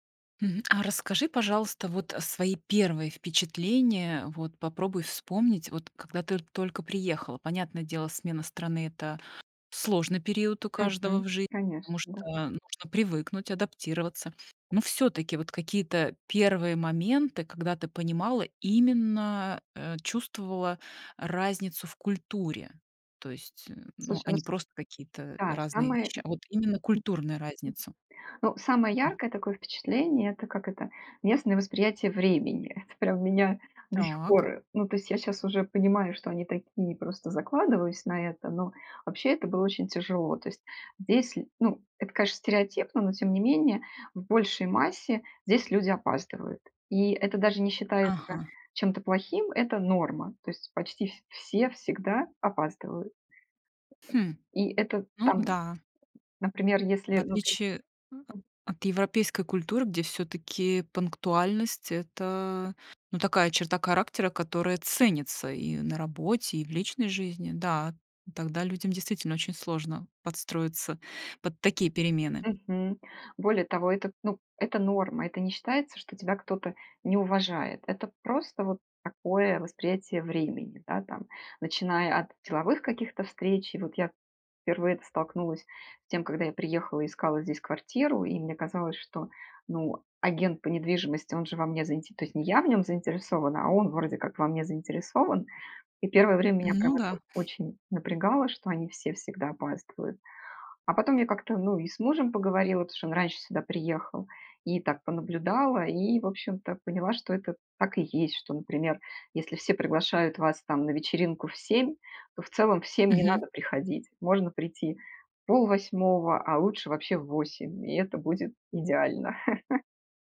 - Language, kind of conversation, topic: Russian, podcast, Чувствуешь ли ты себя на стыке двух культур?
- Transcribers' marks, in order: tapping; other background noise; other noise; "конечно" said as "каэш"; stressed: "ценится"; chuckle; "потому" said as "тш"; chuckle